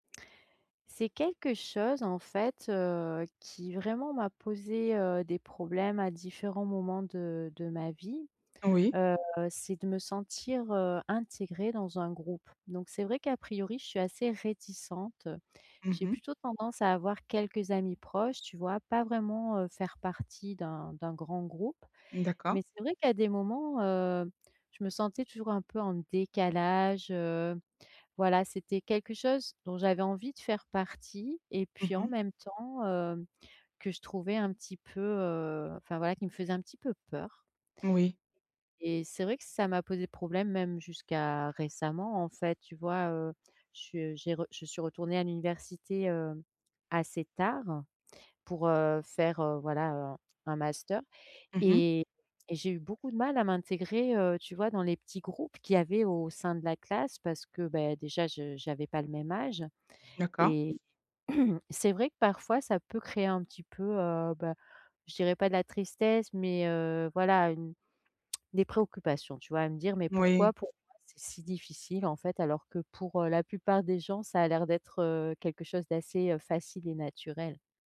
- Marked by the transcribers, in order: tapping; other background noise; throat clearing; tongue click
- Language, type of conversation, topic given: French, advice, Comment puis-je mieux m’intégrer à un groupe d’amis ?